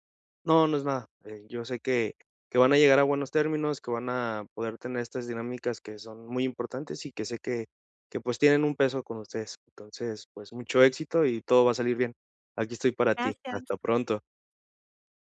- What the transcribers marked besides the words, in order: none
- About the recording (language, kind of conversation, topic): Spanish, advice, ¿Cómo podemos manejar las peleas en pareja por hábitos alimenticios distintos en casa?